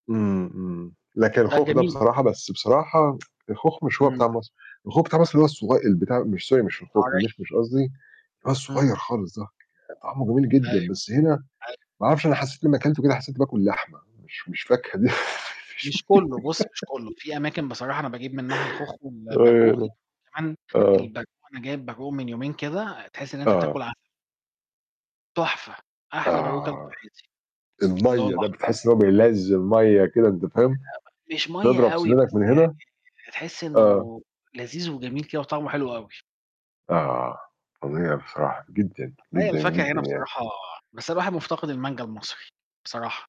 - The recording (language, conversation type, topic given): Arabic, unstructured, إزاي تقنع حد يجرّب هواية جديدة؟
- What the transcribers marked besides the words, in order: distorted speech; tsk; tapping; other noise; laughing while speaking: "مش"; giggle; unintelligible speech; unintelligible speech